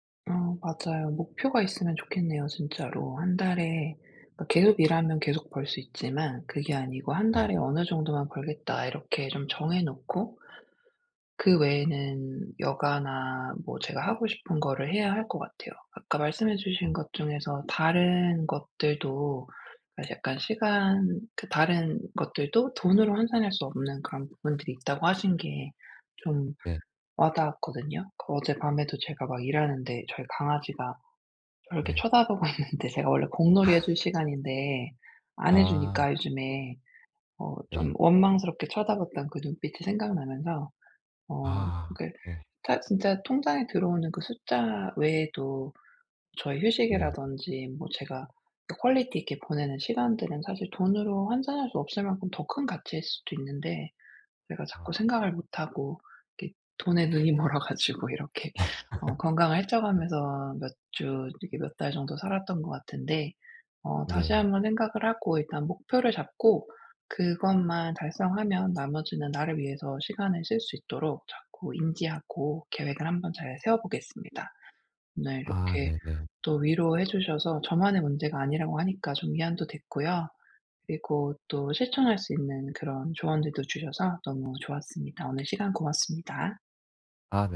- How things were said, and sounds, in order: laughing while speaking: "있는데"; laugh; in English: "퀄리티"; other background noise; laughing while speaking: "멀어 가지고 이렇게"; laugh; tapping
- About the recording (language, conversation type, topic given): Korean, advice, 시간이 부족해 여가를 즐기기 어려울 때는 어떻게 하면 좋을까요?